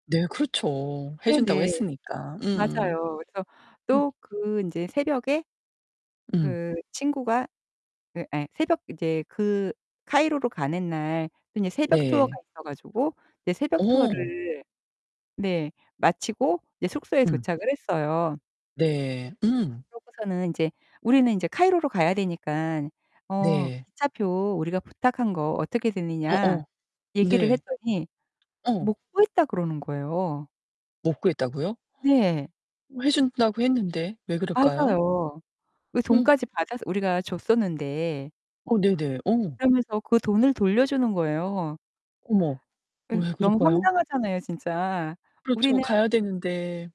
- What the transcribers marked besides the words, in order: static; distorted speech; other background noise; gasp
- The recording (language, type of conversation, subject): Korean, podcast, 여행 중에 누군가에게 도움을 받거나 도움을 준 적이 있으신가요?